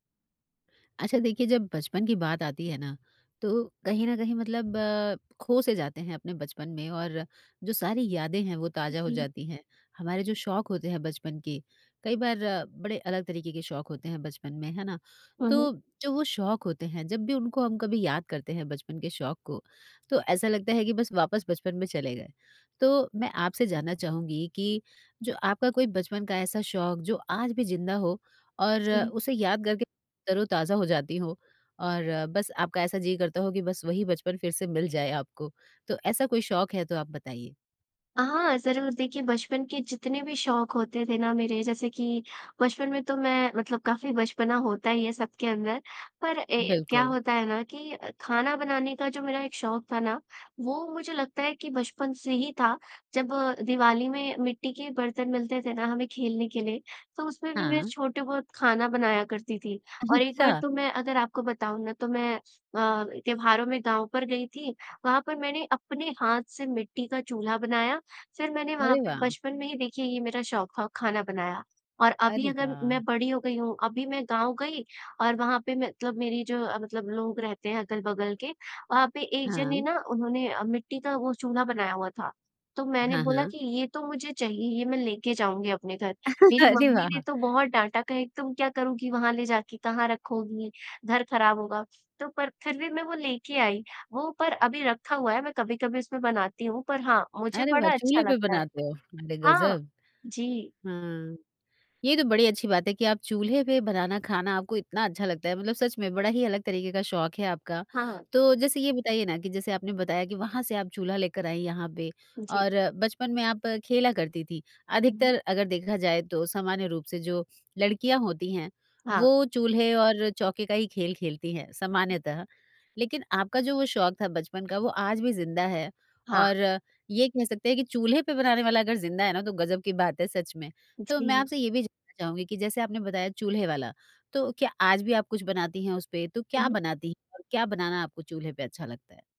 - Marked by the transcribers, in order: laughing while speaking: "अच्छा"; laugh; laughing while speaking: "अरे वाह!"; unintelligible speech
- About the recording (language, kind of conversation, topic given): Hindi, podcast, बचपन का कोई शौक अभी भी ज़िंदा है क्या?